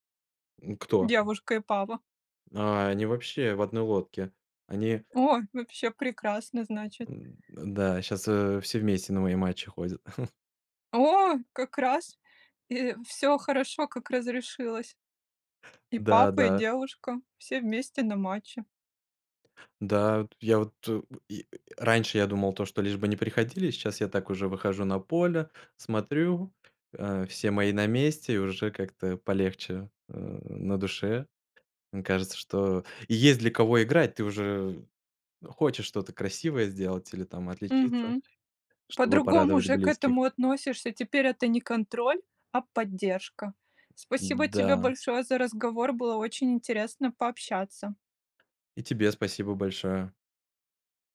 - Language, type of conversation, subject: Russian, podcast, Как на практике устанавливать границы с назойливыми родственниками?
- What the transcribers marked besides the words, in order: chuckle; other background noise; tapping